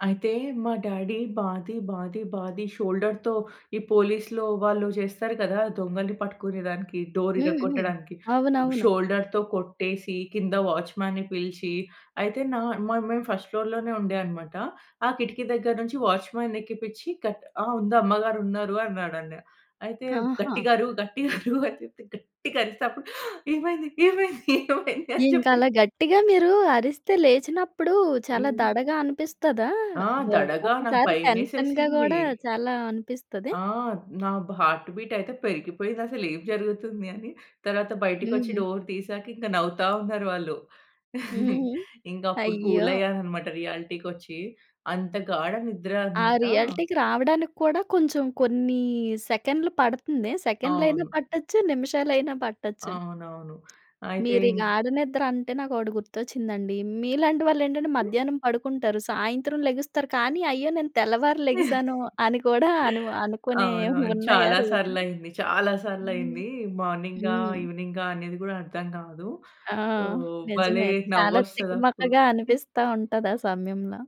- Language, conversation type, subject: Telugu, podcast, సమయానికి లేవడానికి మీరు పాటించే చిట్కాలు ఏమిటి?
- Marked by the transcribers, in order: in English: "డాడీ"; in English: "షోల్డర్‌తో"; in English: "డోర్"; in English: "షోల్డర్‌తో"; in English: "వాచ్‌మెన్‌న్ని"; in English: "ఫస్ట్ ఫ్లోర్"; in English: "వాచ్మన్‌ని"; in English: "కట్"; laughing while speaking: "గట్టిగా అరు, గట్టిగా అరు అనిచెప్తే"; surprised: "ఆ!"; laughing while speaking: "ఏమైంది, ఏమైంది, ఏమైంది అని చెప్పేసి"; in English: "టెన్షన్‌గా"; tapping; in English: "నా‌బ్ హార్ట్ బీట్"; in English: "డోర్"; chuckle; in English: "రియాలిటీ‌కి"; other noise; chuckle; in English: "సో"; giggle